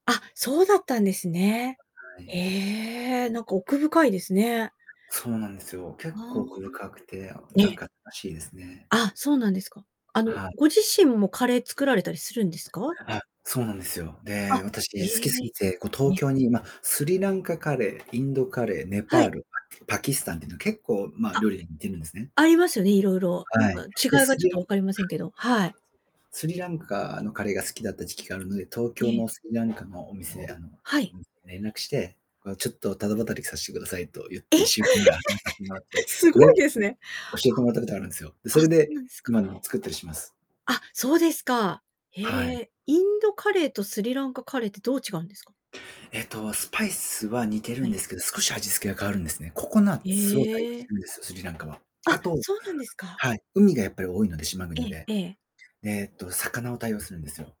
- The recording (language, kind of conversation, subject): Japanese, podcast, 食べ物で一番思い出深いものは何ですか?
- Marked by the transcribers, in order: distorted speech; static; tapping; other background noise; laugh; laughing while speaking: "すごいですね"